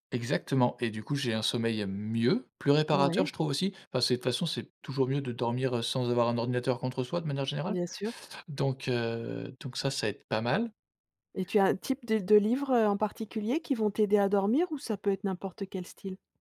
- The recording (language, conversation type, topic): French, podcast, Quelles règles t’imposes-tu concernant les écrans avant de dormir, et que fais-tu concrètement ?
- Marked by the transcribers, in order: none